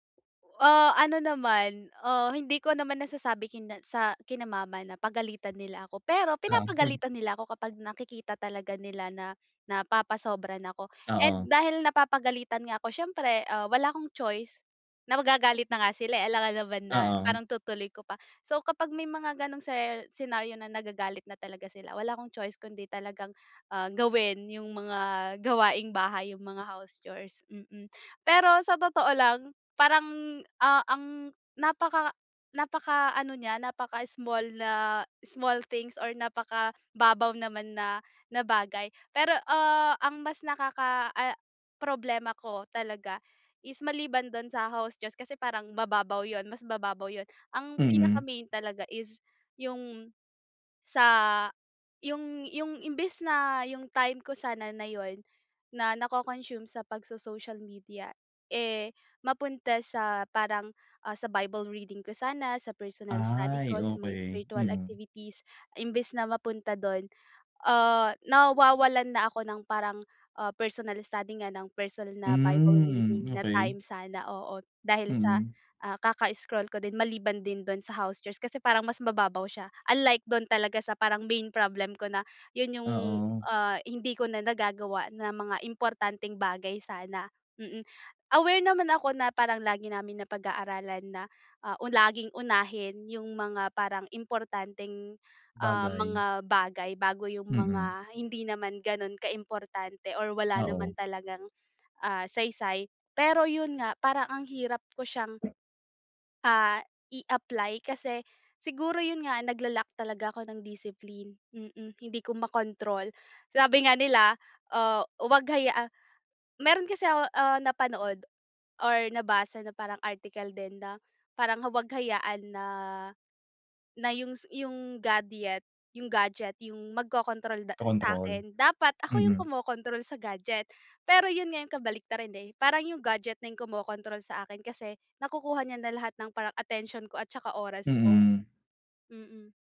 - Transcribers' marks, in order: chuckle
- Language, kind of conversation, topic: Filipino, advice, Paano ako magtatakda ng malinaw na personal na hangganan nang hindi nakakaramdam ng pagkakasala?